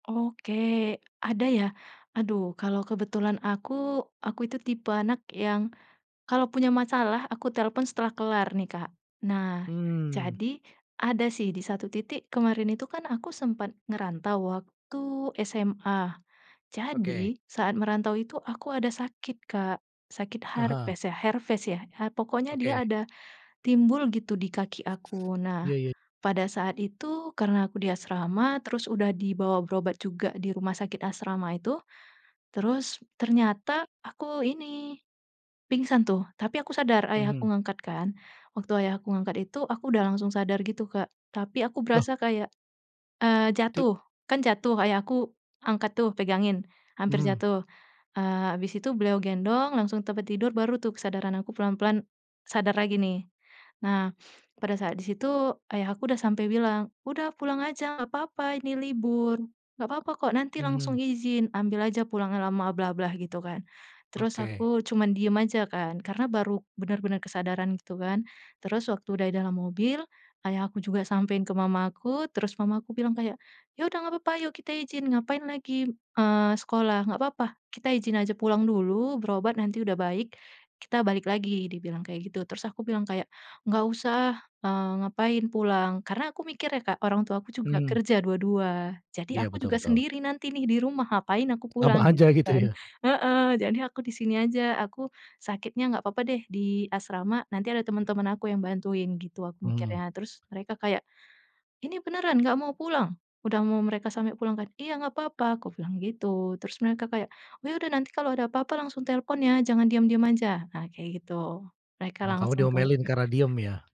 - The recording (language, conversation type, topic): Indonesian, podcast, Bagaimana cara keluarga kalian menunjukkan kasih sayang dalam keseharian?
- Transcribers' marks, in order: other background noise; tapping